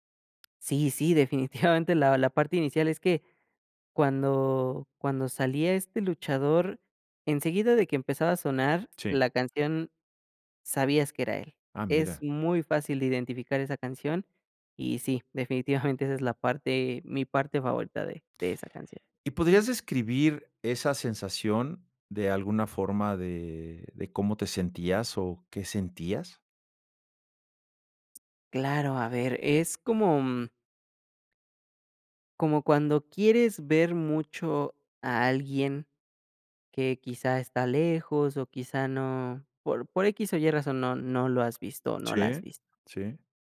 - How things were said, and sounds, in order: laughing while speaking: "Definitivamente"
- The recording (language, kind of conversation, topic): Spanish, podcast, ¿Cuál es tu canción favorita y por qué?